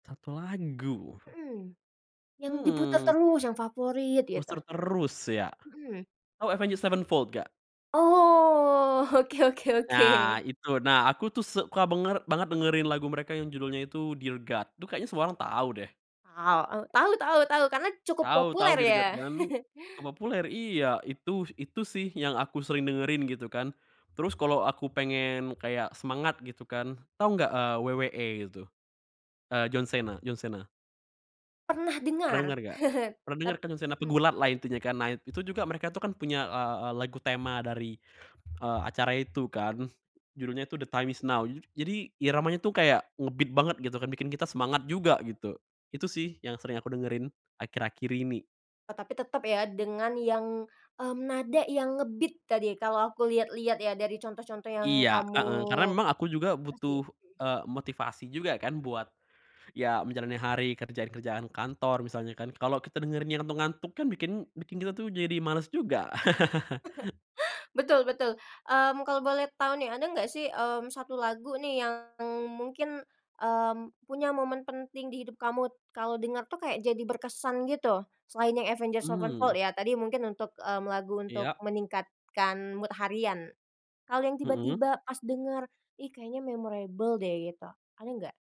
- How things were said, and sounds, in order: other background noise; in English: "Booster"; drawn out: "Oh"; laughing while speaking: "Oke oke oke"; laughing while speaking: "ya"; chuckle; in English: "nge-beat"; in English: "nge-beat"; chuckle; in English: "mood"; in English: "memorable"; tapping
- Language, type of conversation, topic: Indonesian, podcast, Bagaimana musik memengaruhi suasana hatimu sehari-hari?
- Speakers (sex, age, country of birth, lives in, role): female, 25-29, Indonesia, Indonesia, host; male, 20-24, Indonesia, Hungary, guest